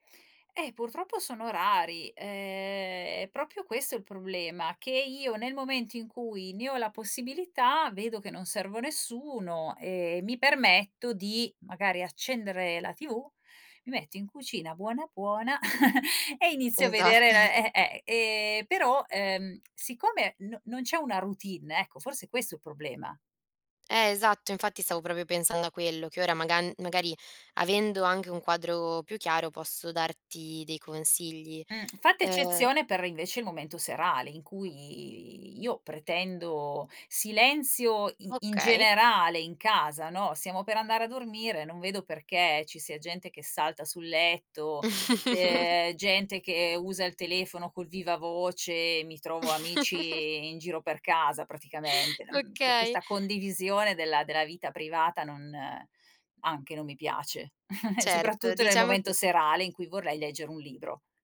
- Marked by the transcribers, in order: tapping; "proprio" said as "propio"; chuckle; laughing while speaking: "Esatt"; "proprio" said as "probio"; other background noise; chuckle; chuckle; "cioè" said as "ceh"; inhale; laughing while speaking: "Okay"; chuckle
- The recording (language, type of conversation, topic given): Italian, advice, Come posso rilassarmi a casa quando vengo continuamente interrotto?